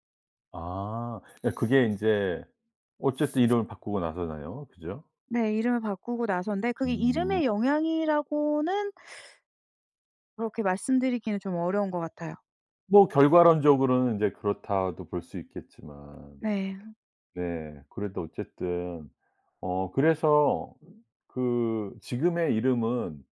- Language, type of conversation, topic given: Korean, podcast, 네 이름에 담긴 이야기나 의미가 있나요?
- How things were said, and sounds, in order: tapping